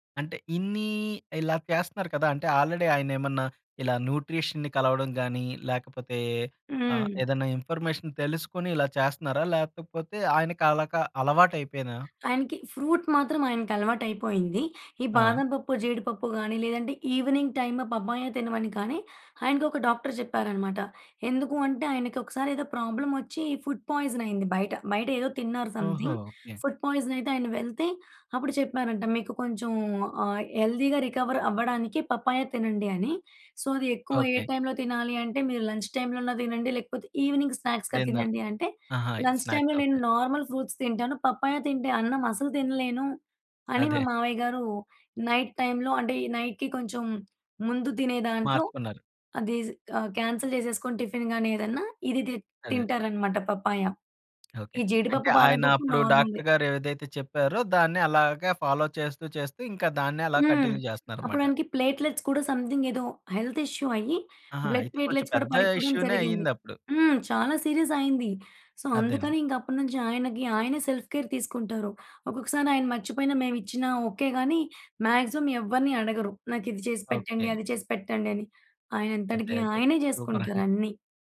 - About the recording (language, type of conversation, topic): Telugu, podcast, మీ ఇంట్లో భోజనం మొదలయ్యే ముందు సాధారణంగా మీరు ఏమి చేస్తారు?
- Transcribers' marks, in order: in English: "ఆల్రెడి"; in English: "న్యూట్రిషన్‌ని"; in English: "ఇన్‌ఫర్‌మే‌షన్"; in English: "ఫ్రూట్"; in English: "ఈవినింగ్ టైమ్ పప్పాయ"; in English: "డాక్టర్"; in English: "ప్రాబ్లమ్"; in English: "ఫుడ్ పాయిజన్"; in English: "సమ్‌థింగ్. ఫుడ్ పాయిజన్"; in English: "హెల్థీ రికవర్"; in English: "పప్పాయ"; in English: "సో"; in English: "టైమ్‌లో"; in English: "లంచ్‌టైమ్‌లో"; in English: "డిన్నర్"; in English: "ఈవెనింగ్ స్నాక్స్‌గా"; in English: "స్నాక్స్"; in English: "లంచ్‌టైమ్‌లో"; in English: "నార్మల్ ఫ్రూట్స్"; in English: "పప్పాయ"; tapping; in English: "నైట్ టైమ్‌లో"; in English: "నైట్‌కి"; in English: "కాన్సెల్"; in English: "టిఫిన్"; in English: "పప్పాయ"; in English: "డాక్టర్"; in English: "ఫాలో"; in English: "కంటిన్యూ"; in English: "ప్లేట్‌లెట్స్"; in English: "సమ్‌థింగ్"; in English: "హెల్త్ ఇష్యూ"; in English: "బ్లడ్ ప్లేట్‌లెట్స్"; in English: "ఇష్యూ‌నే"; in English: "సీరియస్"; in English: "సో"; in English: "సెల్ఫ్‌కేర్"; in English: "మ్యాగ్జిమం"; in English: "సూపర్!"; chuckle